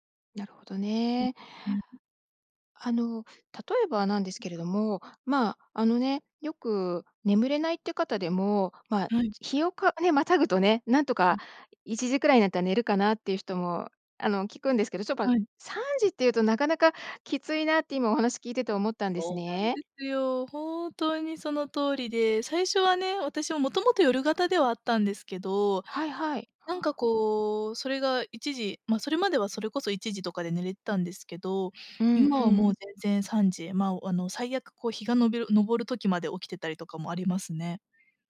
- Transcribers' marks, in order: none
- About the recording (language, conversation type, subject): Japanese, advice, 眠れない夜が続いて日中ボーッとするのですが、どうすれば改善できますか？